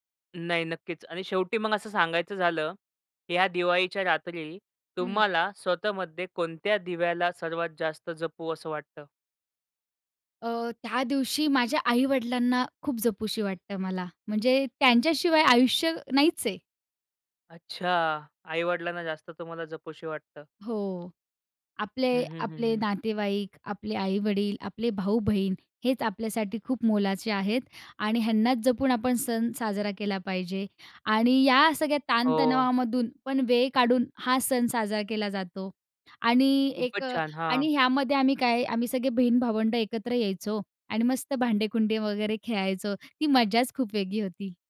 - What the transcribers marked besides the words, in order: none
- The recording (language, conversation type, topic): Marathi, podcast, तुमचे सण साजरे करण्याची खास पद्धत काय होती?